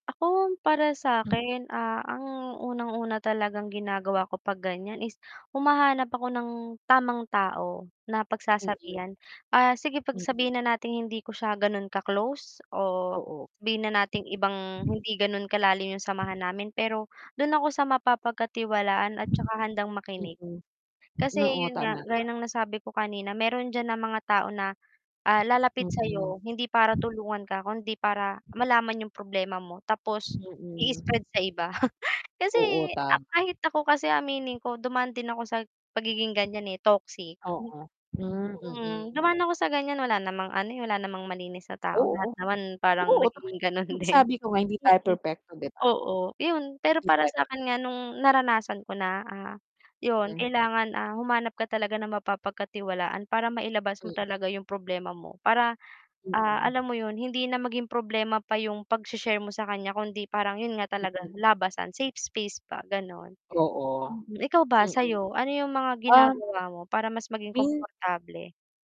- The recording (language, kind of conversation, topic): Filipino, unstructured, Bakit mahalagang pag-usapan ang mga emosyon kahit mahirap?
- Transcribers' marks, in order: other background noise; static; wind; unintelligible speech; scoff; unintelligible speech; laughing while speaking: "ganon din"; unintelligible speech